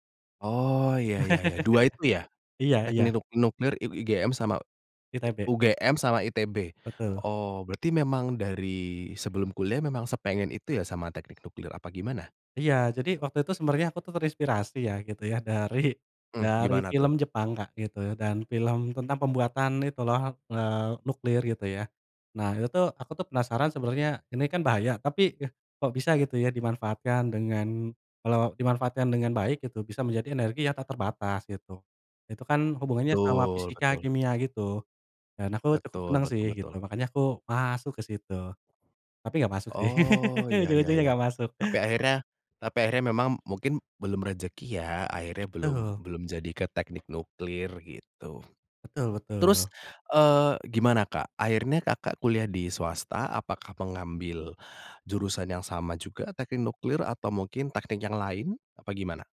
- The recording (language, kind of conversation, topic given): Indonesian, podcast, Bagaimana kamu bangkit setelah mengalami kegagalan besar?
- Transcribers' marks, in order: laugh; tapping; laughing while speaking: "Dari"; laugh; "Betul" said as "ehul"; other background noise